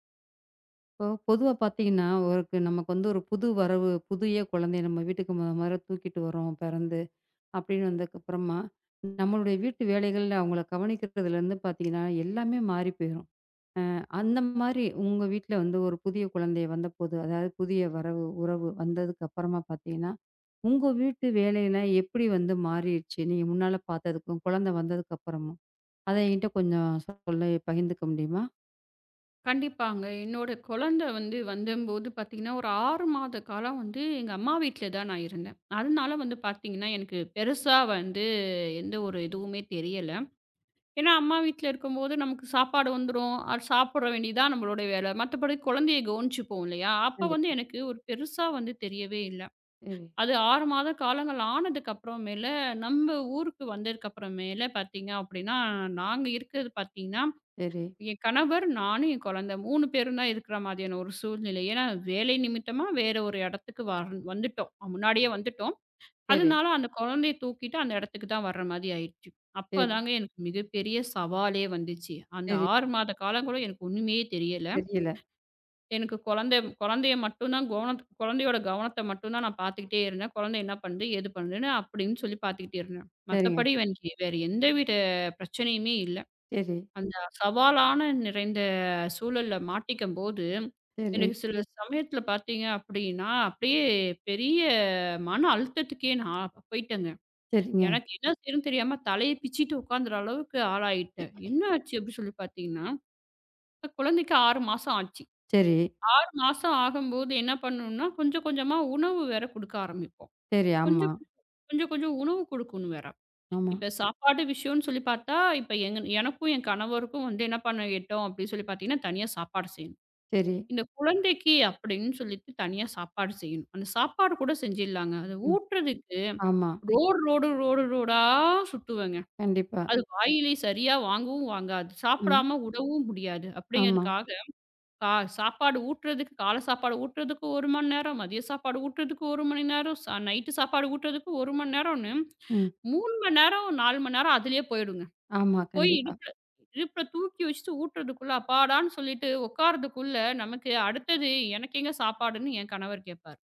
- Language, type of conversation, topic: Tamil, podcast, ஒரு புதிதாகப் பிறந்த குழந்தை வந்தபிறகு உங்கள் வேலை மற்றும் வீட்டின் அட்டவணை எப்படி மாற்றமடைந்தது?
- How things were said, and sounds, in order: tapping; inhale; inhale; inhale; inhale; throat clearing